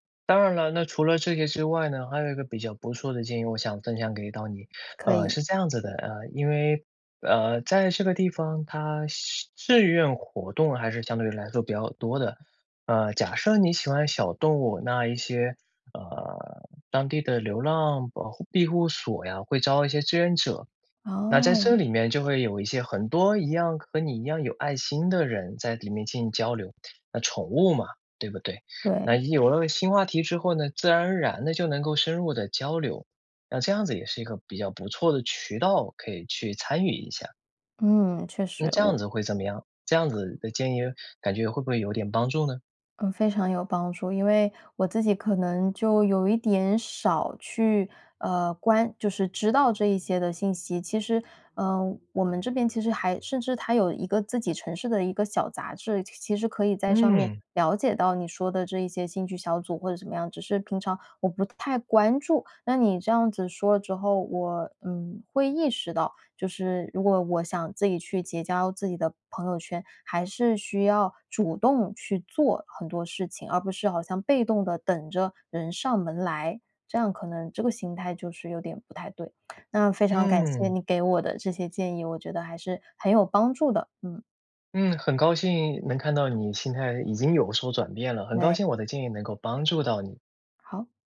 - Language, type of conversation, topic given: Chinese, advice, 搬到新城市后我感到孤单无助，该怎么办？
- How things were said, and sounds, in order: tapping; lip smack